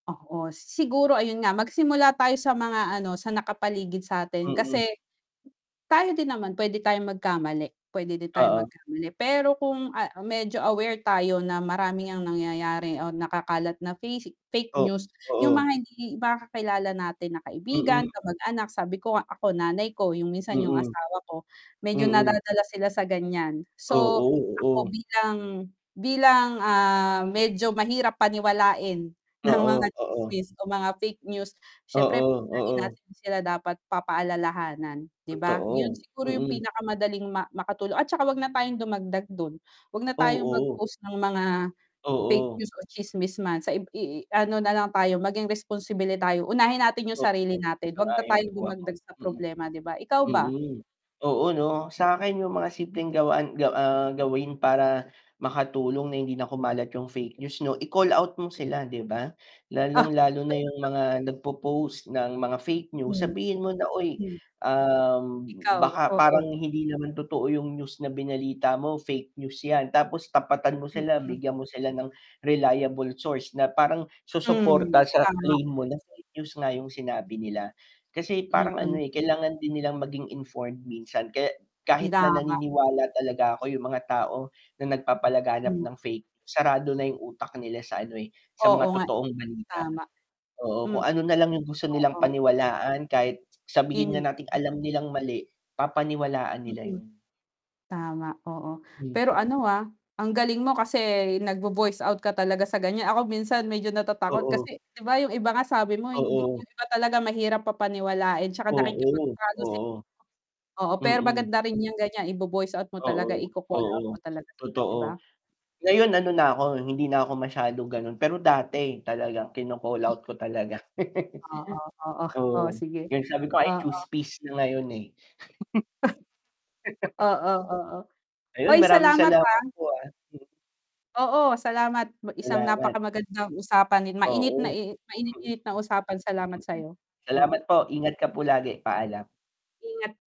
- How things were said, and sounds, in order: static; mechanical hum; laughing while speaking: "ng mga"; "responsable" said as "responsibile"; other background noise; distorted speech; scoff; chuckle; in English: "I choose peace"; cough; chuckle
- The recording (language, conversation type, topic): Filipino, unstructured, Paano mo mahihikayat ang iba na maging responsable sa pagbabahagi ng impormasyon?